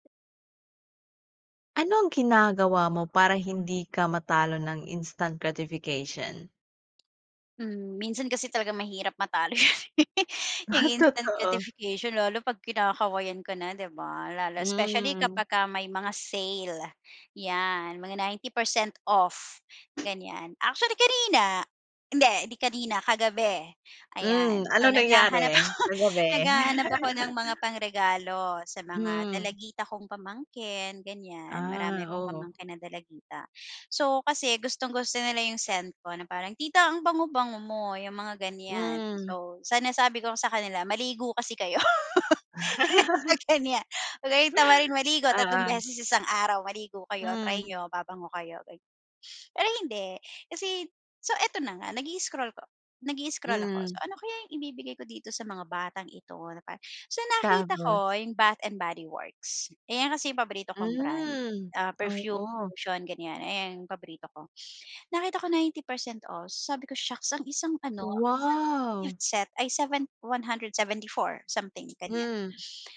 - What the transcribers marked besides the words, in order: in English: "instant gratification?"; chuckle; in English: "Instant gratification"; chuckle; tapping; chuckle; laughing while speaking: "maligo kasi kayo mga ganyan"; chuckle; in English: "Bath and Body Works"; surprised: "Wow"
- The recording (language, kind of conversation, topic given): Filipino, podcast, Ano ang ginagawa mo para hindi ka magpadala sa panandaliang sarap?